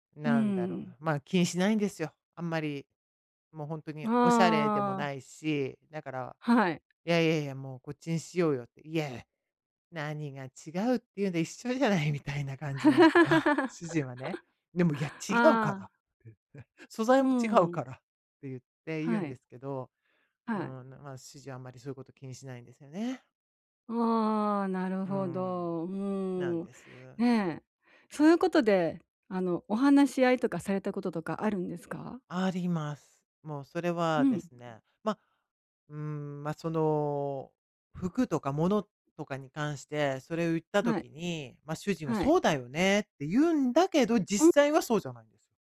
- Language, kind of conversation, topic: Japanese, advice, 支出の優先順位をどう決めて、上手に節約すればよいですか？
- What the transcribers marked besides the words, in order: laugh